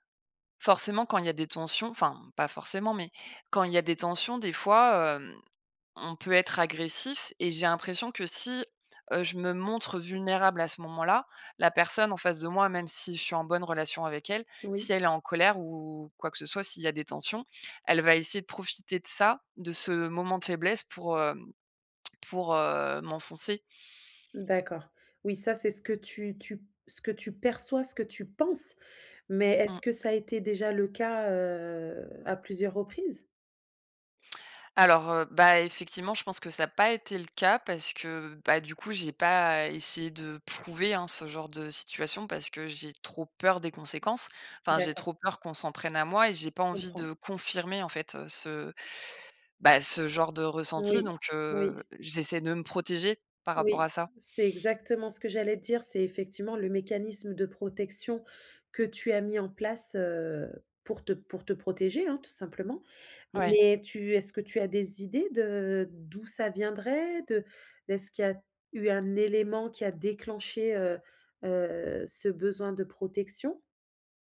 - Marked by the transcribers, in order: stressed: "perçois"; stressed: "penses"; drawn out: "heu"; stressed: "peur"
- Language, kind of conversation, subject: French, advice, Comment décrire mon manque de communication et mon sentiment d’incompréhension ?